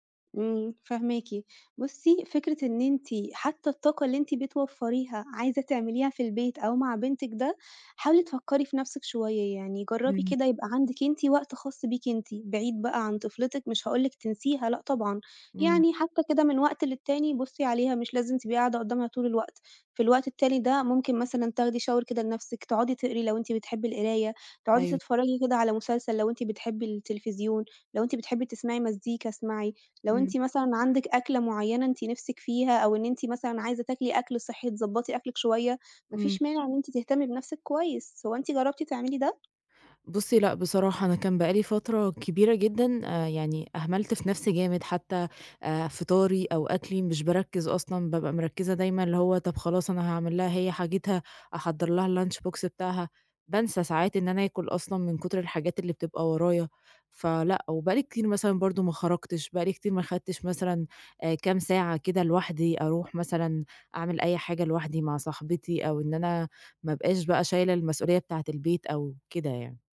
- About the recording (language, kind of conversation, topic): Arabic, advice, إزاي بتتعامل/ي مع الإرهاق والاحتراق اللي بيجيلك من رعاية مريض أو طفل؟
- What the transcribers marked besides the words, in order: in English: "shower"; tapping; in English: "الLunchbox"